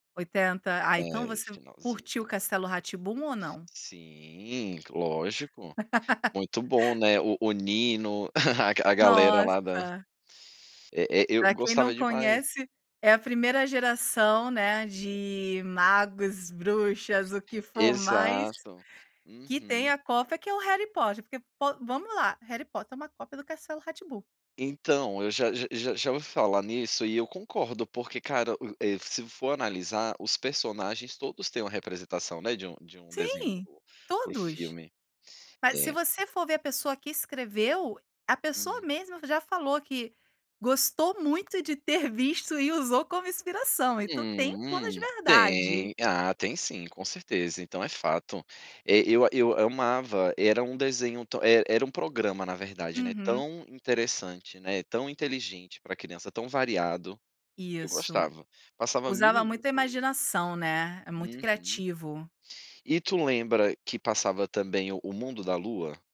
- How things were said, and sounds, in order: other background noise; laugh; chuckle; tapping
- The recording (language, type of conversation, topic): Portuguese, podcast, Qual programa infantil da sua infância você lembra com mais saudade?
- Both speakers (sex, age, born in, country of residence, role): female, 40-44, Brazil, Italy, host; male, 35-39, Brazil, Netherlands, guest